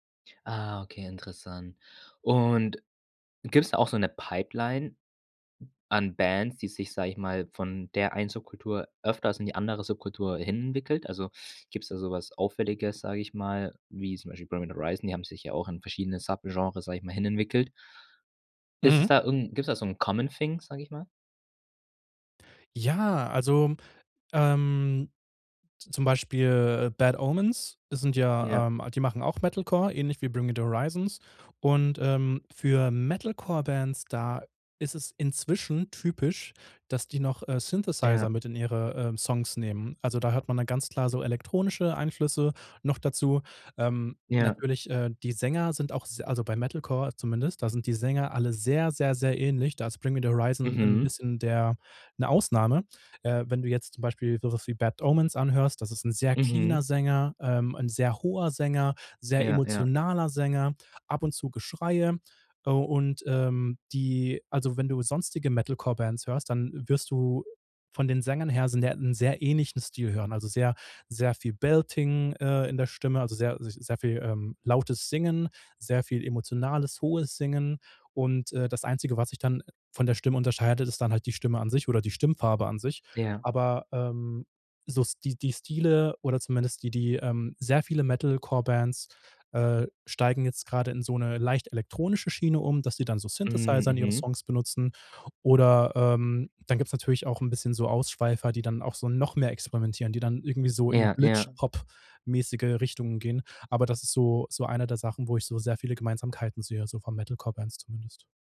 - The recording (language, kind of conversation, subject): German, podcast, Was macht ein Lied typisch für eine Kultur?
- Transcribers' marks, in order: other background noise; in English: "common thing"; in English: "cleaner"